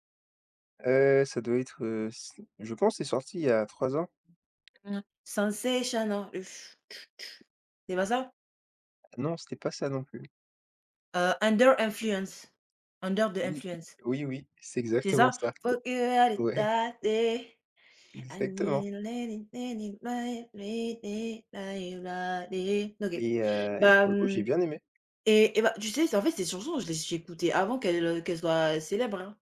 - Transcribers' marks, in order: tapping; singing: "Sensational, ush tutu"; in English: "Sensational"; put-on voice: "Under influence. Under the influence"; in English: "Fuck you out that day. I need"; singing: "Fuck you out that day. I need"; other background noise; unintelligible speech
- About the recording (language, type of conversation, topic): French, unstructured, Pourquoi, selon toi, certaines chansons deviennent-elles des tubes mondiaux ?
- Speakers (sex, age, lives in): female, 20-24, France; male, 20-24, France